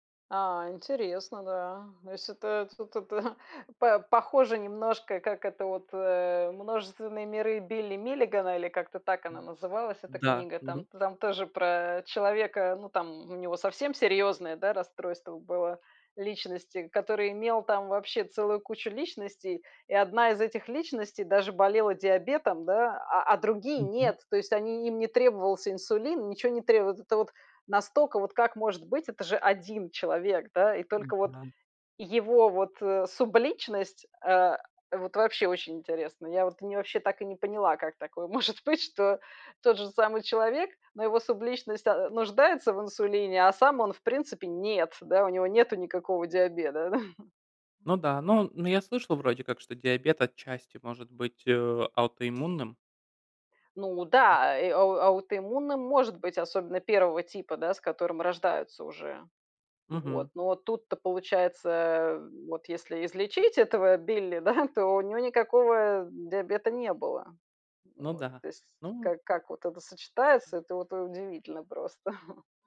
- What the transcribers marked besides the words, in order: chuckle; laughing while speaking: "может быть"; "диабета" said as "диабеда"; chuckle; tapping; laughing while speaking: "да"; other noise; chuckle
- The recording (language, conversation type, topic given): Russian, unstructured, Что тебе больше всего нравится в твоём увлечении?